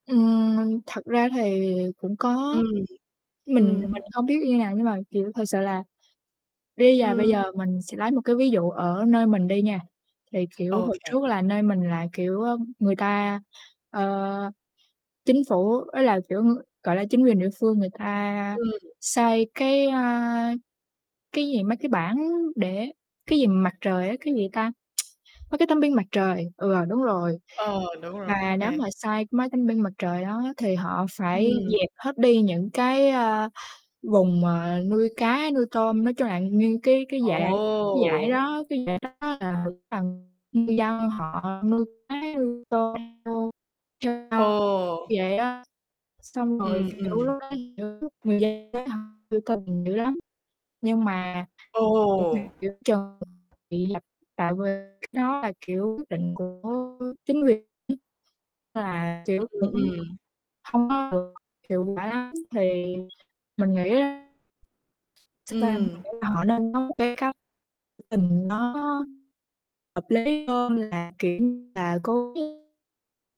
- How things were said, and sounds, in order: distorted speech; static; tsk; other background noise; tapping; unintelligible speech; unintelligible speech
- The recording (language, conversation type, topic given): Vietnamese, unstructured, Bạn nghĩ biểu tình có giúp thay đổi xã hội không?